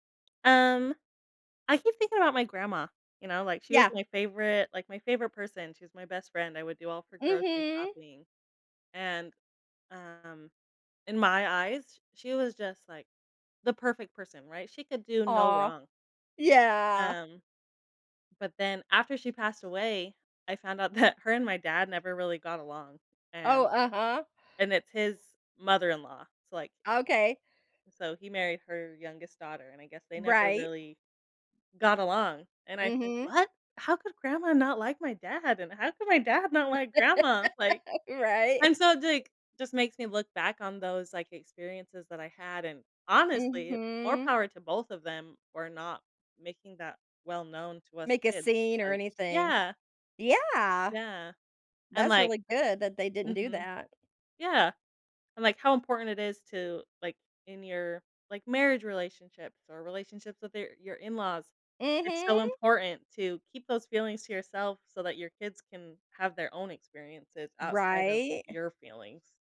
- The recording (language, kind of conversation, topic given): English, unstructured, How does revisiting old memories change our current feelings?
- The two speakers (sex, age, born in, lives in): female, 30-34, United States, United States; female, 60-64, United States, United States
- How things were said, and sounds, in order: laughing while speaking: "that"; other background noise; laugh; tapping